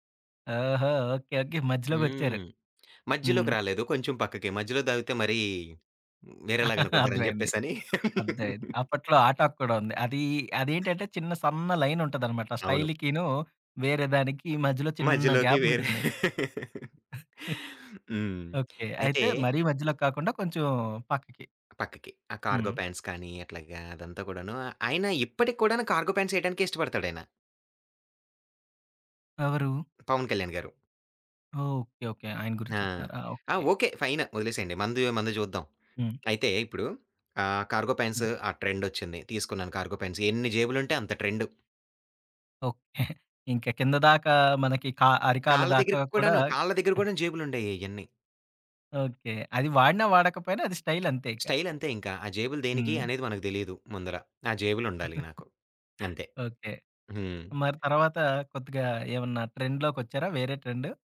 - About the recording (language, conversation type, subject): Telugu, podcast, నీ స్టైల్‌కు ప్రేరణ ఎవరు?
- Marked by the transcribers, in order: other background noise; chuckle; in English: "టాక్"; chuckle; tapping; in English: "లైన్"; in English: "స్టైల్‌కినూ"; stressed: "చిన్న"; in English: "గ్యాప్"; laugh; chuckle; in English: "కార్గో ప్యాంట్స్"; in English: "కార్గో ప్యాంట్స్"; in English: "ఫైన్"; in English: "కార్గో ప్యాంట్స్"; in English: "కార్గో ప్యాంట్స్"; in English: "స్టైల్"; in English: "స్టైల్"; giggle; in English: "ట్రెండ్‌లోకొచ్చారా"